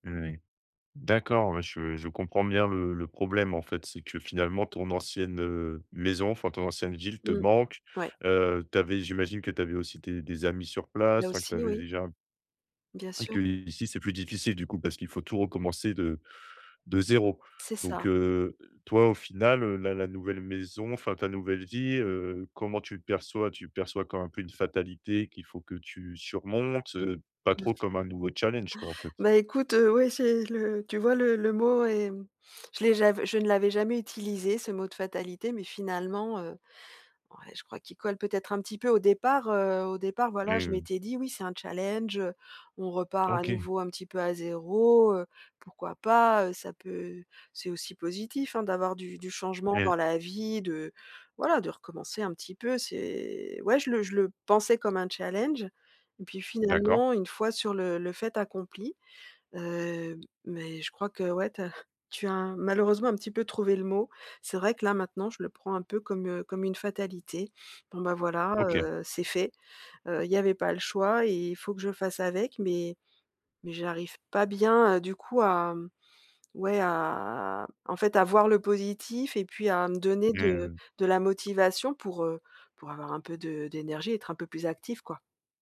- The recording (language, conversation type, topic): French, advice, Comment retrouver durablement la motivation quand elle disparaît sans cesse ?
- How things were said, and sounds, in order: other background noise; drawn out: "à"